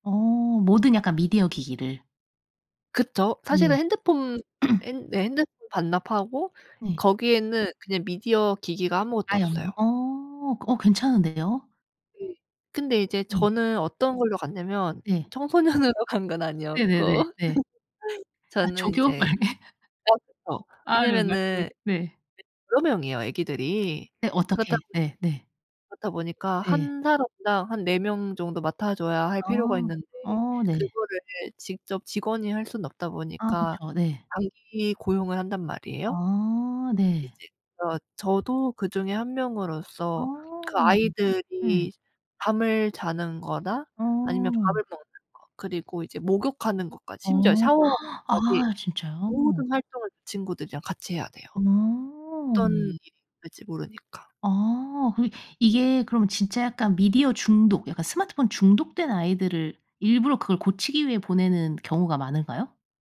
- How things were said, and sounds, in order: other background noise; throat clearing; tapping; laughing while speaking: "청소년으로 간 건 아니었고"; laugh; gasp
- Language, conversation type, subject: Korean, podcast, 스마트폰 같은 방해 요소를 어떻게 관리하시나요?